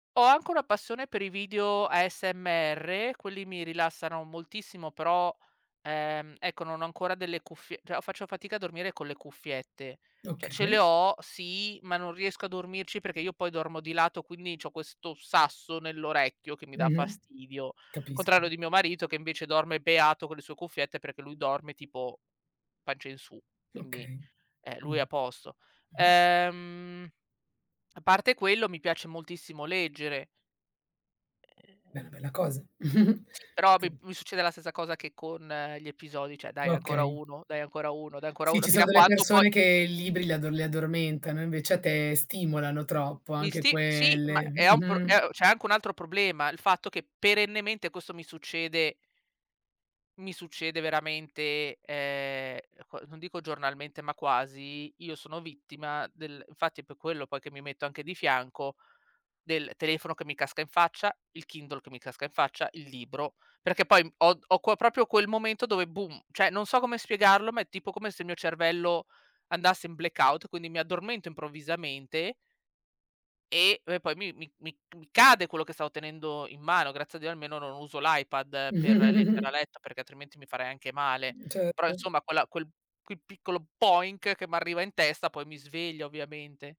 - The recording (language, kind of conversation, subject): Italian, advice, Come posso calmare lo stress residuo la sera per riuscire a rilassarmi?
- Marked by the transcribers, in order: "Cioè" said as "ceh"; drawn out: "Ehm"; other noise; chuckle; "cioè" said as "ceh"; drawn out: "quelle"; drawn out: "ehm"; "cioè" said as "ceh"; chuckle